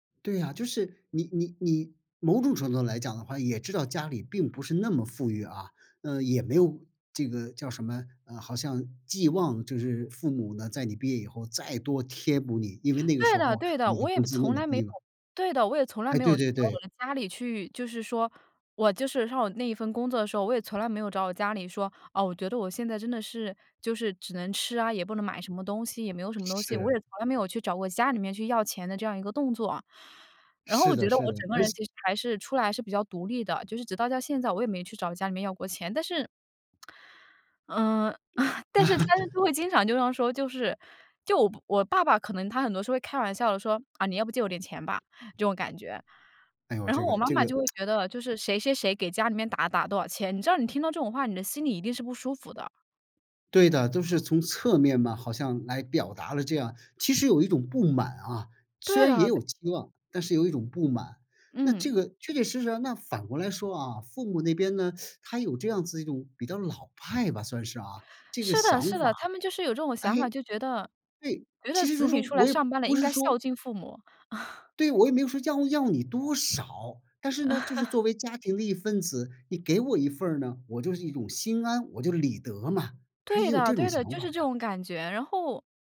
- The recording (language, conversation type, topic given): Chinese, podcast, 家庭里代沟很深时，怎样才能一步步拉近彼此的距离？
- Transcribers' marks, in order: tsk; chuckle; other background noise; laugh; tapping; tsk; teeth sucking; chuckle; laugh